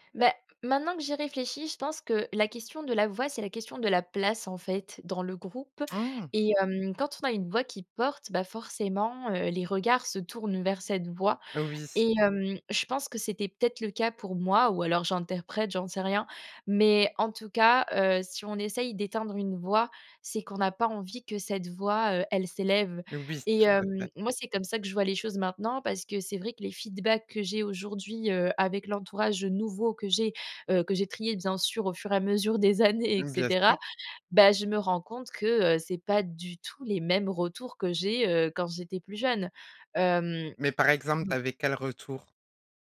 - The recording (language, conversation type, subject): French, podcast, Quel conseil donnerais-tu à ton moi adolescent ?
- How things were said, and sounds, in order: other background noise; laughing while speaking: "des années, et cetera"